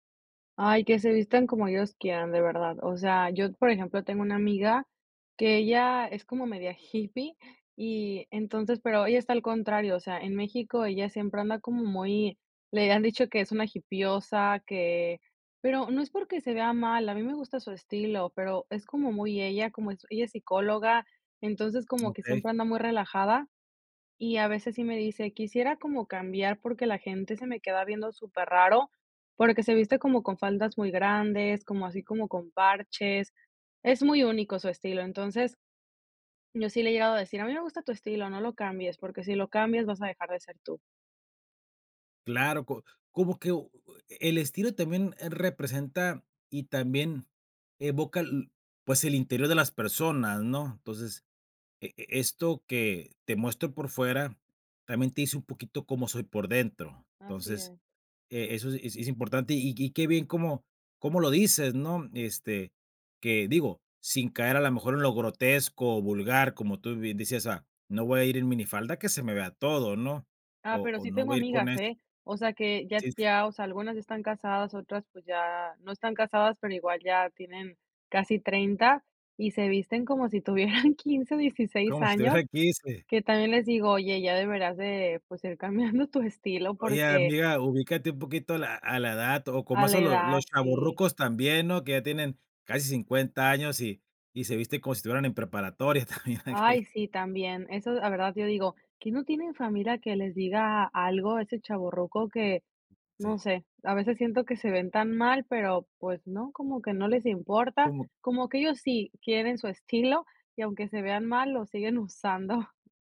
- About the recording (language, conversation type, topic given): Spanish, podcast, ¿Cómo equilibras autenticidad y expectativas sociales?
- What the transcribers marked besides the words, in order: laughing while speaking: "hippie"; laughing while speaking: "si tuvieran quince"; laughing while speaking: "cambiando"; laughing while speaking: "también"; tapping